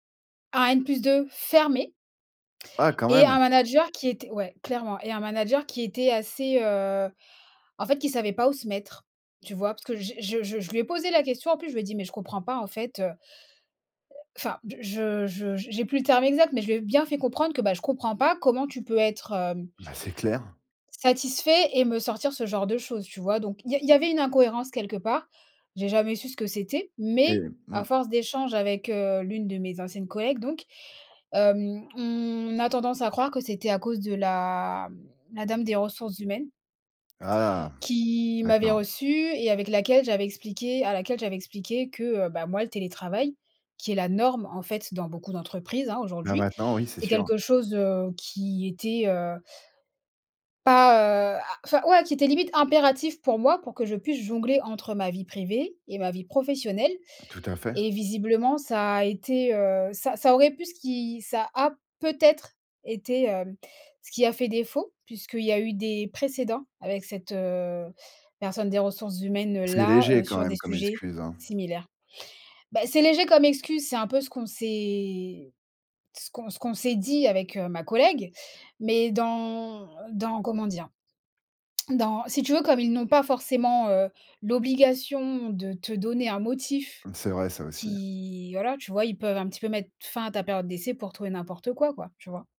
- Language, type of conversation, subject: French, podcast, Quelle opportunité manquée s’est finalement révélée être une bénédiction ?
- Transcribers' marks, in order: stressed: "fermé"; drawn out: "heu"; other background noise; tapping; drawn out: "on"; drawn out: "la"; stressed: "norme"; drawn out: "s'est"; drawn out: "dans"